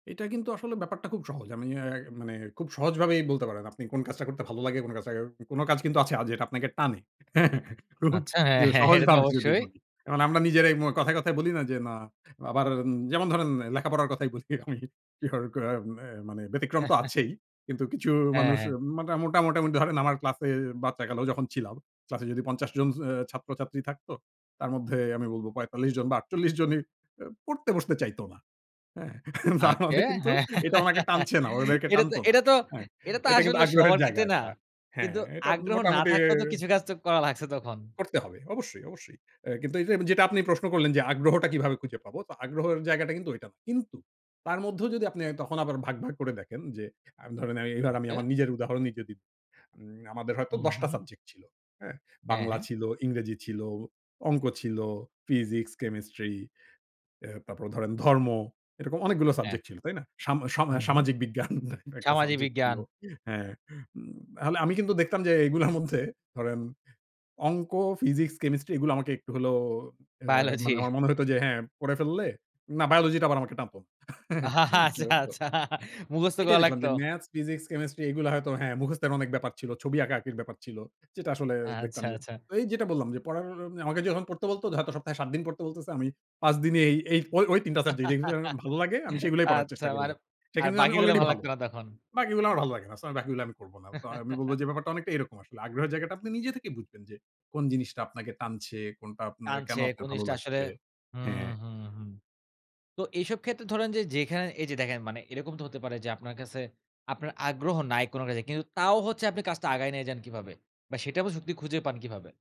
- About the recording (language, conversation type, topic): Bengali, podcast, নিজের শক্তি ও আগ্রহ কীভাবে খুঁজে পাবেন?
- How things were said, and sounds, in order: laughing while speaking: "হ্যাঁ, হ্যাঁ এটা তো অবশ্যই"; laughing while speaking: "হ্যাঁ, খুব যে সহজভাবে যদি বলি"; laughing while speaking: "বলি আমি"; unintelligible speech; chuckle; scoff; chuckle; giggle; laughing while speaking: "তার মানে কিন্তু এটা ওনাকে … আগ্রহের জায়গা একটা"; laughing while speaking: "হ্যাঁ এটা তো এটা তো এটা তো আসলে সবার ক্ষেত্রে না"; scoff; "'সামাজিক" said as "সামজি"; scoff; scoff; laugh; unintelligible speech; laugh; laughing while speaking: "আচ্ছা, আচ্ছা, মুখস্থ করা লাগতো"; unintelligible speech; laugh; laugh